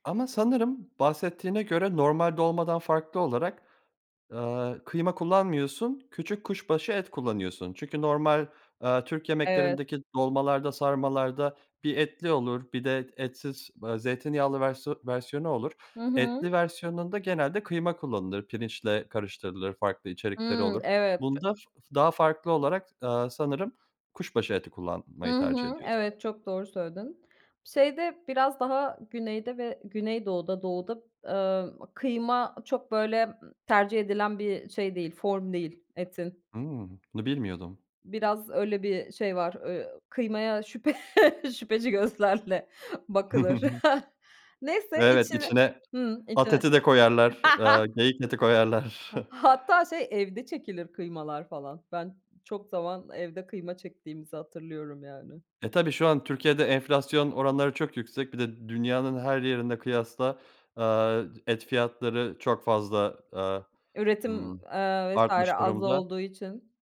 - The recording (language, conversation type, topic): Turkish, podcast, Favori ev yemeğini nasıl yapıyorsun ve püf noktaları neler?
- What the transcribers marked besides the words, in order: other background noise; giggle; laughing while speaking: "gözlerle bakılır"; chuckle; tapping; laugh; chuckle